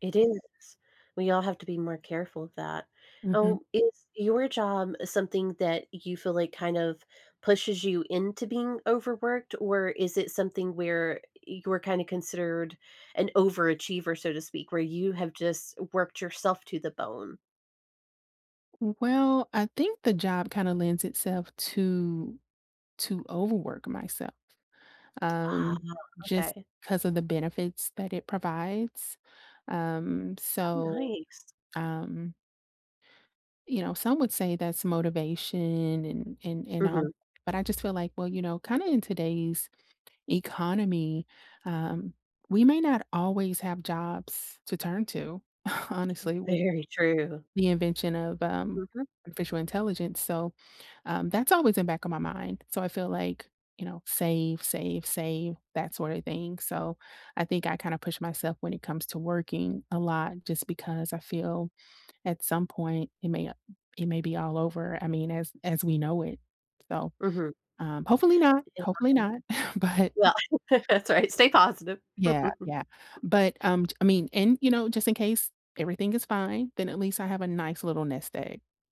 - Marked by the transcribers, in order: other background noise; scoff; tapping; chuckle; laugh; chuckle
- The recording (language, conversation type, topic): English, unstructured, How can one tell when to push through discomfort or slow down?